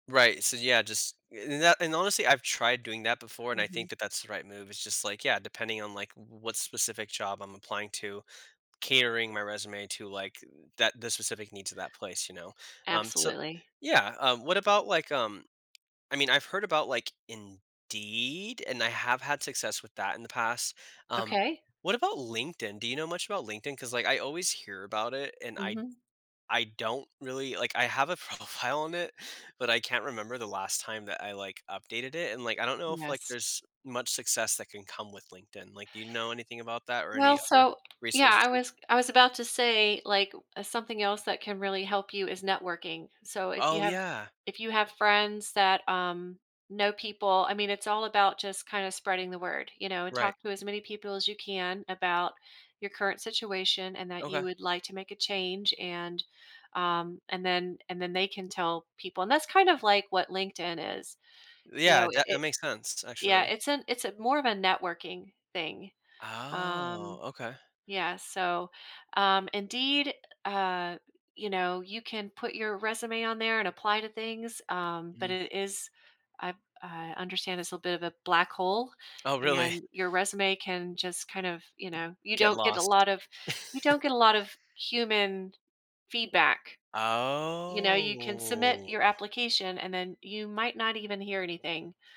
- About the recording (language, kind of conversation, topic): English, advice, How can I decide whether to quit my job?
- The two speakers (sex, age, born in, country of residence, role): female, 55-59, United States, United States, advisor; male, 35-39, United States, United States, user
- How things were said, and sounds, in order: other background noise; laughing while speaking: "profile"; tapping; drawn out: "Oh"; laughing while speaking: "really?"; chuckle; drawn out: "Oh"